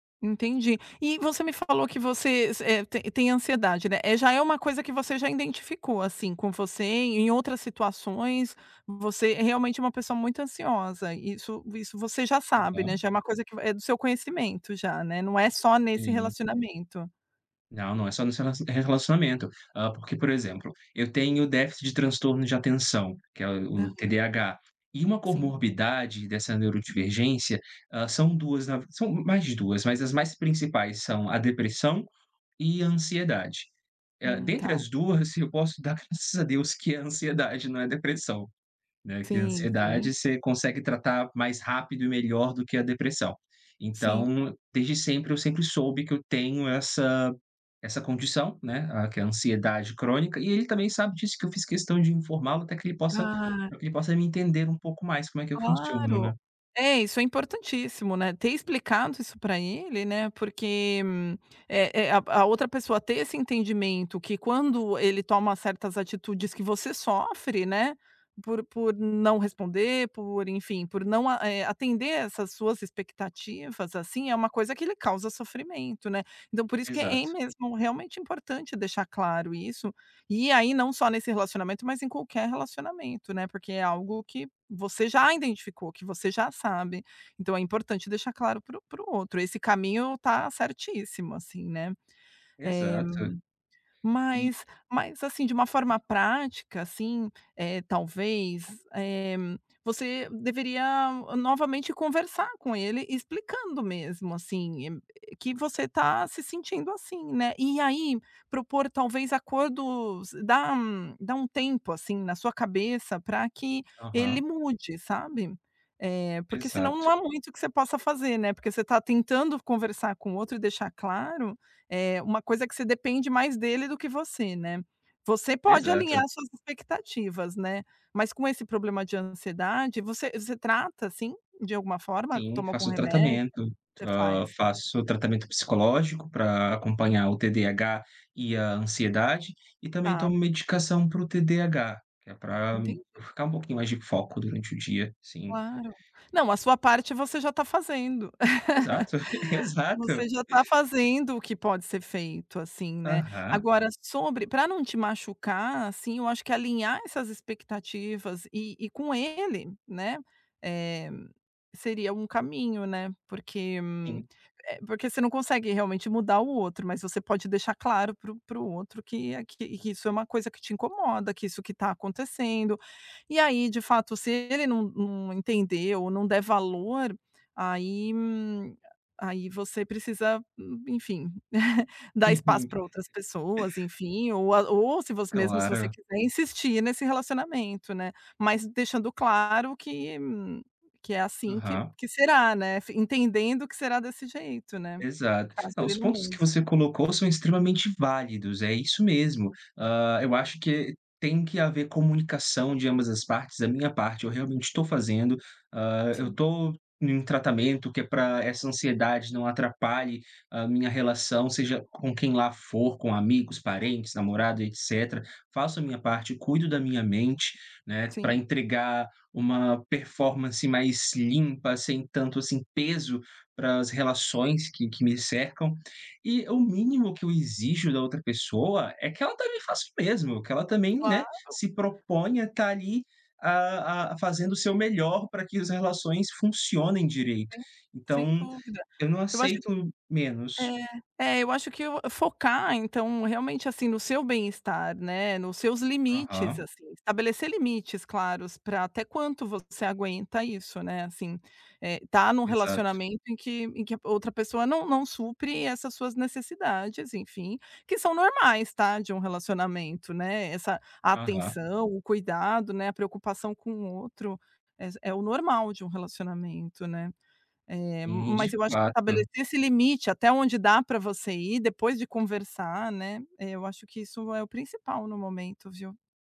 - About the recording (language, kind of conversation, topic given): Portuguese, advice, Como descrever um relacionamento em que o futuro não está claro?
- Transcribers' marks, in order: tapping; laugh; laugh; other noise